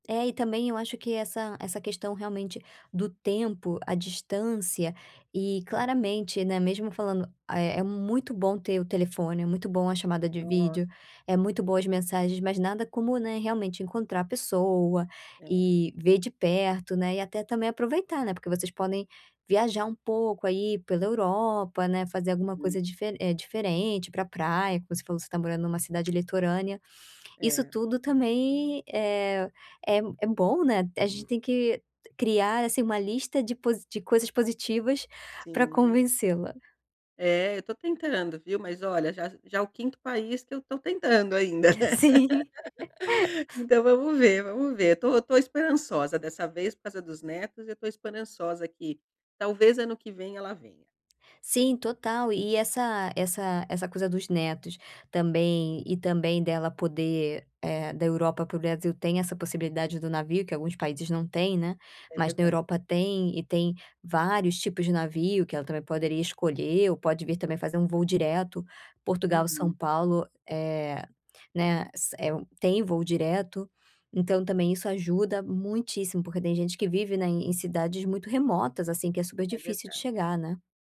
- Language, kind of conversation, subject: Portuguese, advice, Como lidar com a saudade de familiares e amigos?
- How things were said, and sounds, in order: tapping; other background noise; laughing while speaking: "Sim"; laugh